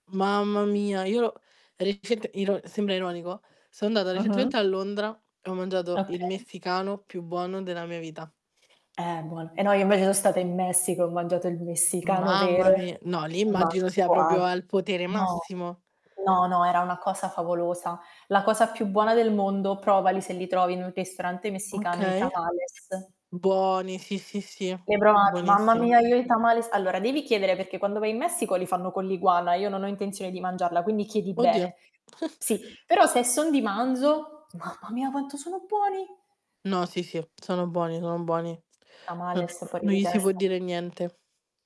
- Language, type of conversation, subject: Italian, unstructured, Qual è il piatto tipico della tua zona che ami di più?
- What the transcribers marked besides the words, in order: distorted speech; static; other background noise; unintelligible speech; mechanical hum; tapping; chuckle